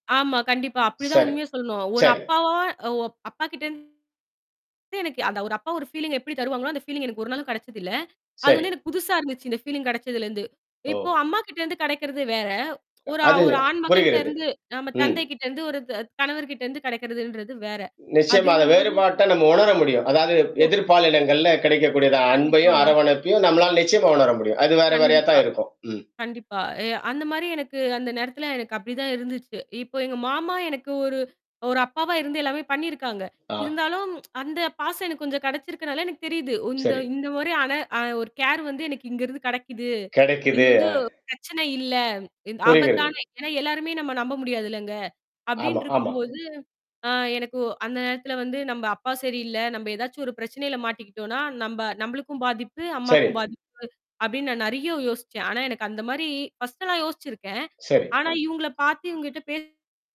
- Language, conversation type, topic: Tamil, podcast, திடீரென சந்தித்த ஒருவரால் உங்கள் வாழ்க்கை முற்றிலும் மாறிய அனுபவம் உங்களுக்குண்டா?
- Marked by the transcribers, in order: static; distorted speech; in English: "ஃபீலீங்க"; in English: "ஃபீலீங்"; tapping; in English: "ஃபீலீங்"; tsk; mechanical hum; in English: "கேர்"; breath; breath; other background noise